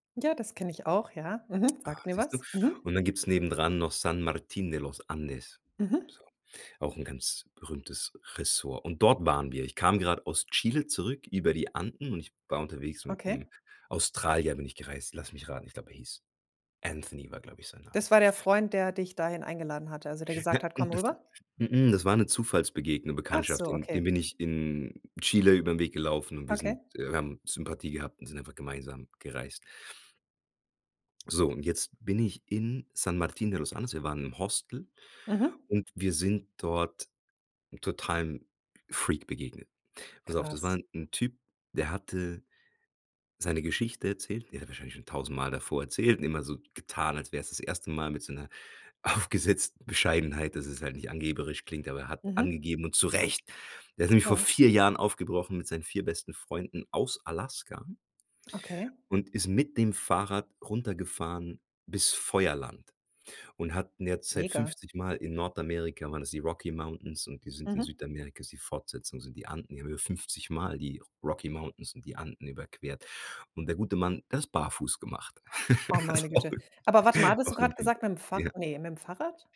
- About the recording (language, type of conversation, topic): German, podcast, Welche Begegnung hat dein Bild von Fremden verändert?
- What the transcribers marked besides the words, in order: laughing while speaking: "aufgesetzen Bescheidenheit"; stressed: "zurecht"; laugh; laughing while speaking: "Ist, auch irgendwie"; unintelligible speech